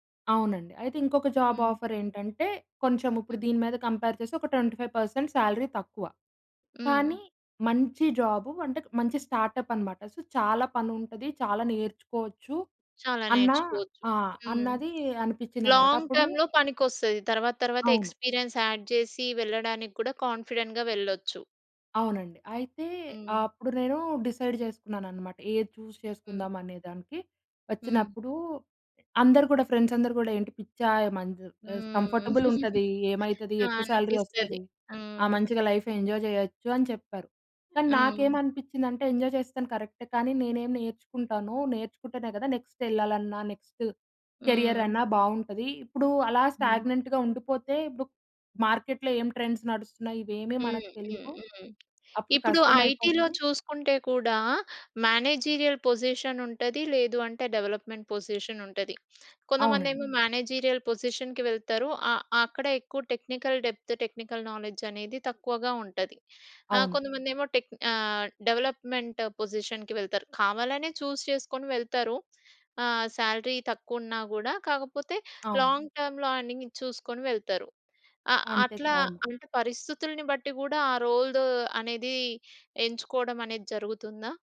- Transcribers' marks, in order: in English: "జాబ్ ఆఫర్"; in English: "కంపేర్"; in English: "ట్వెంటీ ఫైవ్ పర్సెంట్ సాలరీ"; in English: "జాబ్"; in English: "స్టార్టప్"; in English: "సో"; tapping; in English: "లాంగ్ టర్మ్‌లో"; in English: "ఎక్స్పీరియన్స్ యాడ్"; in English: "కాన్ఫిడెంట్‌గా"; in English: "డిసైడ్"; in English: "చూస్"; in English: "ఫ్రెండ్స్"; in English: "కంఫర్టబుల్"; giggle; in English: "సాలరీ"; in English: "లైఫ్ ఎంజాయ్"; in English: "ఎంజాయ్"; in English: "నెక్స్ట్"; in English: "నెక్స్ట్, కెరియర్"; in English: "స్టాగ్నెంట్‌గా"; in English: "మార్కెట్‌లో"; in English: "ట్రెండ్స్"; in English: "ఐటీ‌లో"; in English: "మేనేజీరియల్ పొజిషన్"; in English: "డెవలప్‌మెంట్ పొజిషన్"; in English: "మేనేజీరియల్ పొజిషన్‌కి"; in English: "టెక్నికల్ డెప్త్, టెక్నికల్ నాలెడ్జ్"; in English: "టెక్"; in English: "డెవలప్‌మెంట్ పొజిషన్‌కి"; in English: "చూస్"; in English: "సాలరీ"; in English: "లాంగ్ టర్మ్‌లో ఎర్నింగ్"; in English: "రోల్"
- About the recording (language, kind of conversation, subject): Telugu, podcast, సుఖవంతమైన జీతం కన్నా కెరీర్‌లో వృద్ధిని ఎంచుకోవాలా అని మీరు ఎలా నిర్ణయిస్తారు?